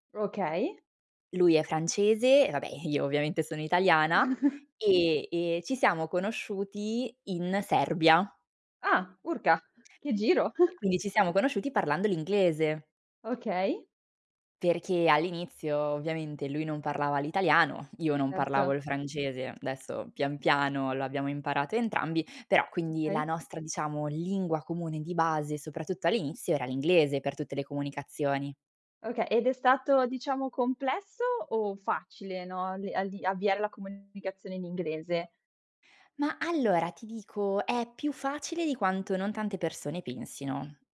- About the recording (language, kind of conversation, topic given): Italian, podcast, Ti va di parlare del dialetto o della lingua che parli a casa?
- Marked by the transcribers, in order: chuckle; chuckle; "adesso" said as "desso"